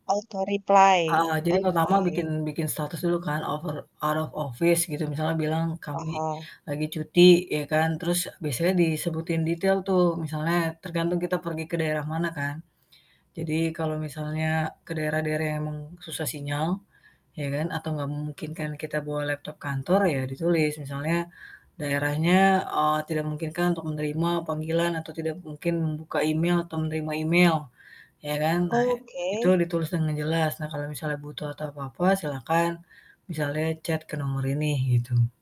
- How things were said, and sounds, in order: in English: "Auto replay?"; static; other background noise; in English: "out of out of office"; in English: "chat"
- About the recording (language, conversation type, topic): Indonesian, podcast, Bagaimana cara kamu menjaga batas antara pekerjaan dan kehidupan pribadi saat menggunakan surel?